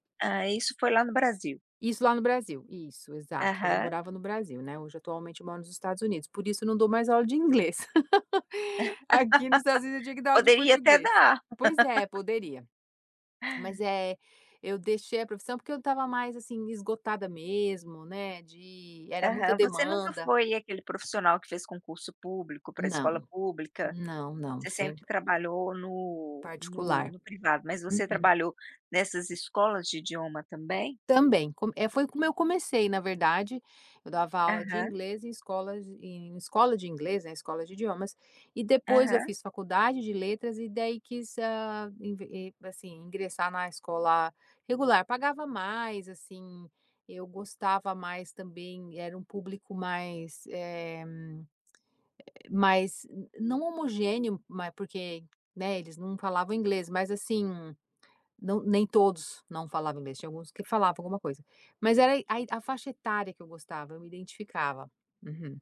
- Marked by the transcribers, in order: tapping; laugh; other background noise
- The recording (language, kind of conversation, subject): Portuguese, podcast, O que te dá orgulho na sua profissão?